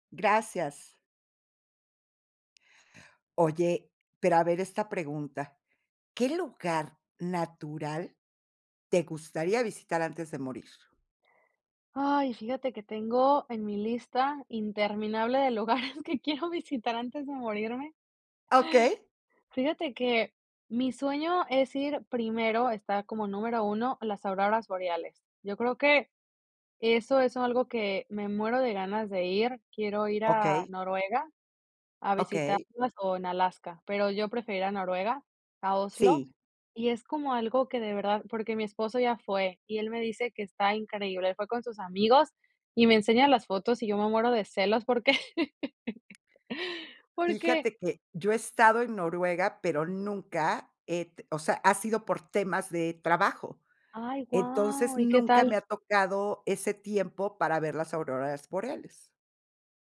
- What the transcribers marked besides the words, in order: other background noise; laughing while speaking: "lugares que quiero visitar antes de morirme"; laugh
- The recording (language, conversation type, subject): Spanish, podcast, ¿Qué lugar natural te gustaría visitar antes de morir?